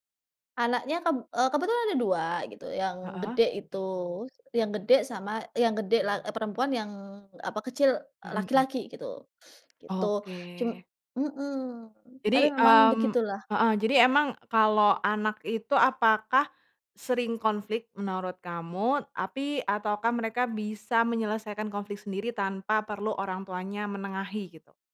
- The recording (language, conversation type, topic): Indonesian, podcast, Bagaimana cara keluarga Anda menyelesaikan konflik sehari-hari?
- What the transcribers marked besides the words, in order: none